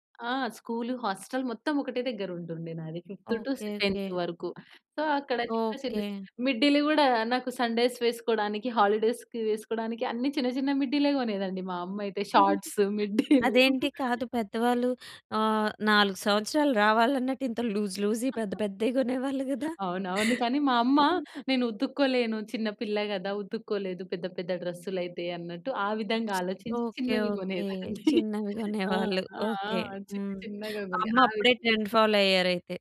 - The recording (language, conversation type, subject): Telugu, podcast, నీ స్టైల్ ఎలా మారిందని చెప్పగలవా?
- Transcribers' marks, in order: tapping; in English: "హాస్టల్"; in English: "ఫిఫ్త్ టూ సె టెంత్"; in English: "సో"; in English: "సండేస్"; in English: "హాలిడేస్‌కి"; giggle; in English: "షార్ట్స్"; giggle; in English: "లూజ్"; other noise; other background noise; giggle; chuckle; in English: "ట్రెండ్ ఫాలో"